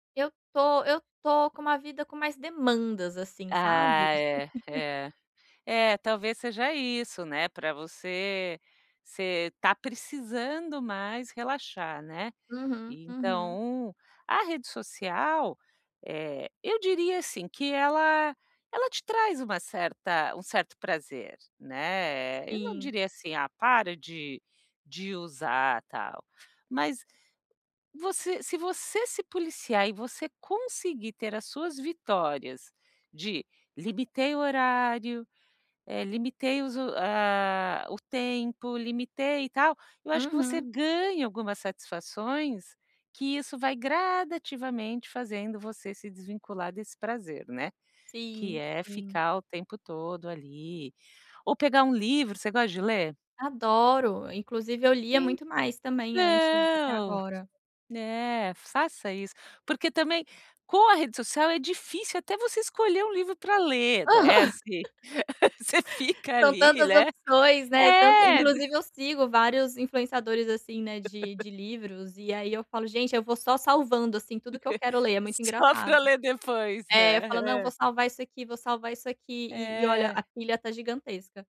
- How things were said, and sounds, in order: tapping; chuckle; other background noise; laugh; laughing while speaking: "Você fica ali"; laugh; laugh; laughing while speaking: "Só para ler depois, né, é"
- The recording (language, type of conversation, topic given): Portuguese, advice, Como posso substituir hábitos ruins por hábitos saudáveis?